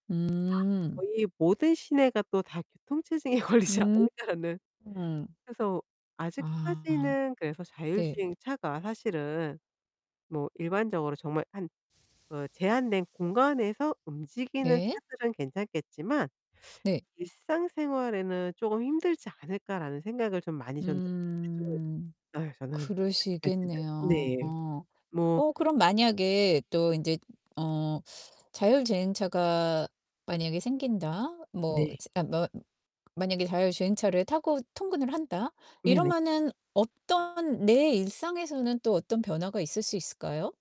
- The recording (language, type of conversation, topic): Korean, podcast, 자율주행차는 우리의 출퇴근을 어떻게 바꿀까요?
- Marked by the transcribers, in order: distorted speech; laughing while speaking: "걸리지 않을까라는"; other background noise; static; unintelligible speech; unintelligible speech